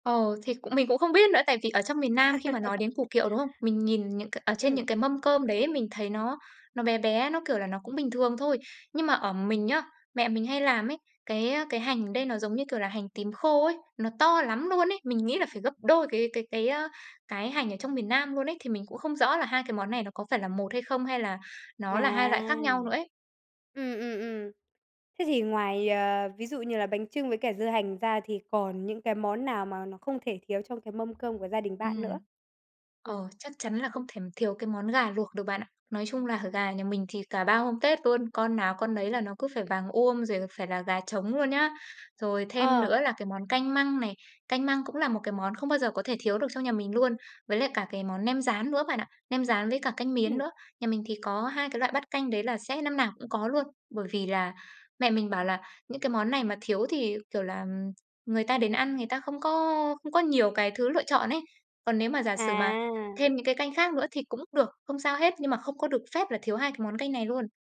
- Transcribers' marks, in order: other background noise; laugh; tapping
- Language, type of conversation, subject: Vietnamese, podcast, Món nào thường có mặt trong mâm cỗ Tết của gia đình bạn và được xem là không thể thiếu?